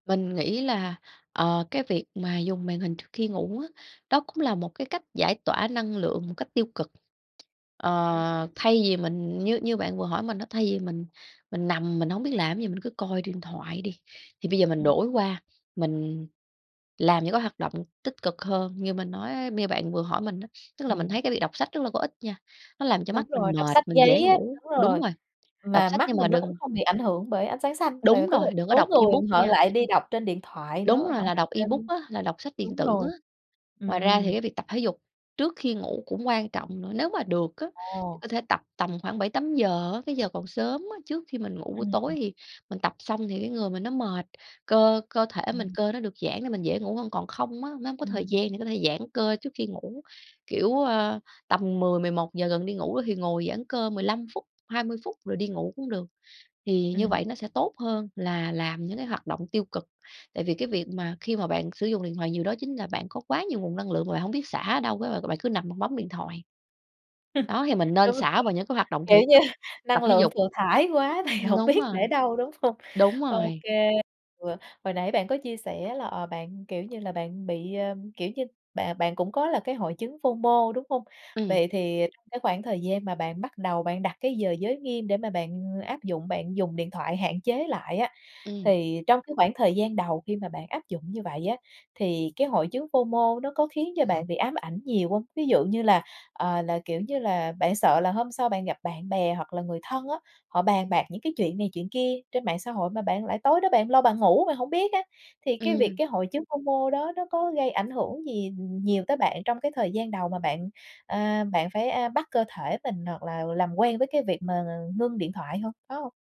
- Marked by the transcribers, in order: tapping; unintelligible speech; in English: "ebook"; in English: "ebook"; laugh; laughing while speaking: "Đúng rồi"; laughing while speaking: "như"; laughing while speaking: "thì hổng biết"; laughing while speaking: "hông?"; in English: "phô mô"; in English: "phô mô"; other background noise; in English: "phô mô"
- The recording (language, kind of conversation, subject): Vietnamese, podcast, Bạn quản lý việc dùng điện thoại hoặc các thiết bị có màn hình trước khi đi ngủ như thế nào?